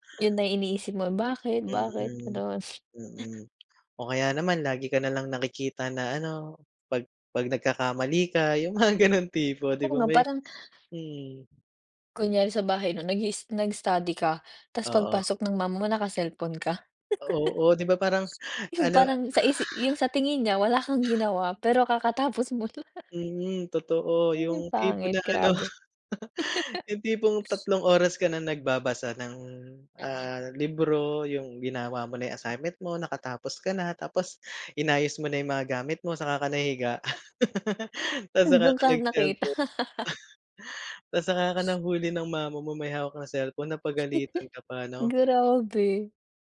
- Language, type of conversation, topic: Filipino, unstructured, Paano mo hinaharap ang mga pangyayaring nagdulot ng sakit sa damdamin mo?
- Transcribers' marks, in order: tapping; chuckle; laughing while speaking: "lang"; laugh; laugh; chuckle; laugh; chuckle